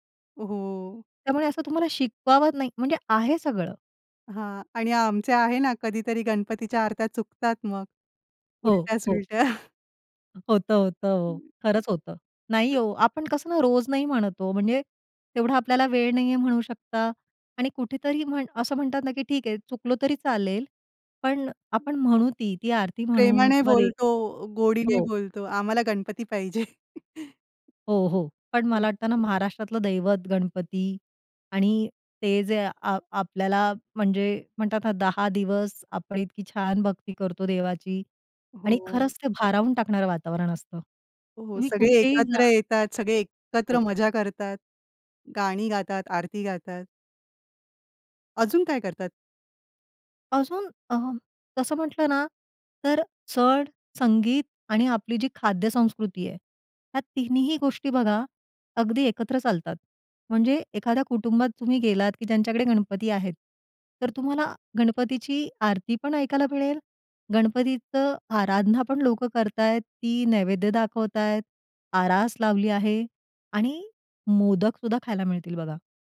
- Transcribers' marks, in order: chuckle; unintelligible speech; tapping; other noise; chuckle; "करत आहेत" said as "करतायेत"; "दाखवत आहेत" said as "दाखवतायेत"
- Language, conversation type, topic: Marathi, podcast, सण-उत्सवांमुळे तुमच्या घरात कोणते संगीत परंपरेने टिकून राहिले आहे?